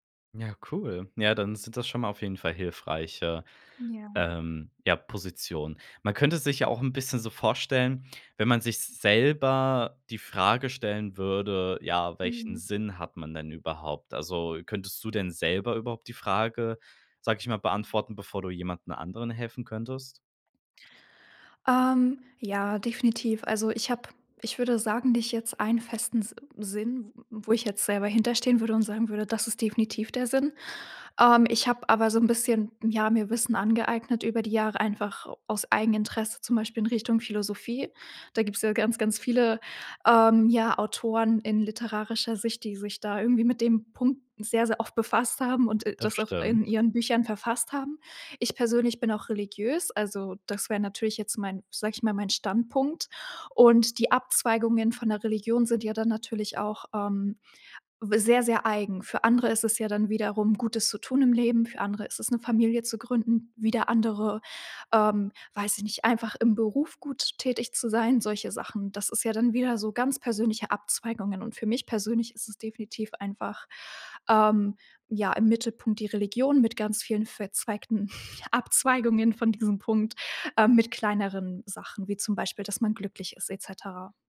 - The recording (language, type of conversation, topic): German, podcast, Was würdest du einem Freund raten, der nach Sinn im Leben sucht?
- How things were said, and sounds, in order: chuckle